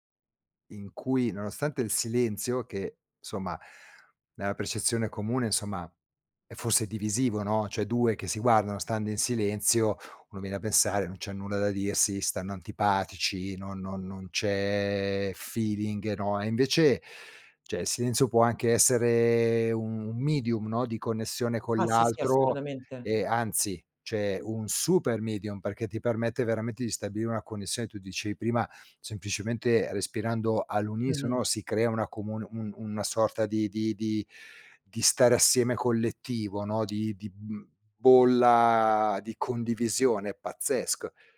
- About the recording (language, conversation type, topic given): Italian, podcast, Che ruolo ha il silenzio nella tua creatività?
- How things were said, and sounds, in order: "cioè" said as "ceh"; in English: "feeling"; "cioè" said as "ceh"